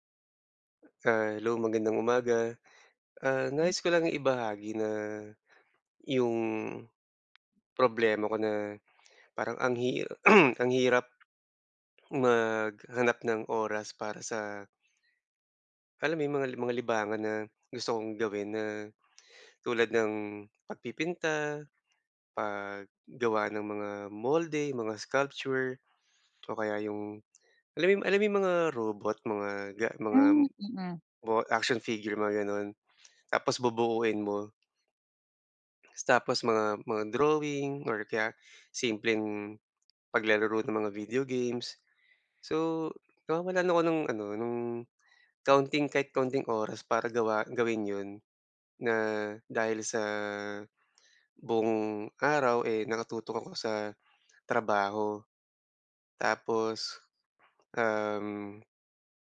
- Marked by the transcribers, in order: other background noise; tapping; throat clearing
- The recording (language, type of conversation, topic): Filipino, advice, Paano ako makakahanap ng oras para sa mga libangan?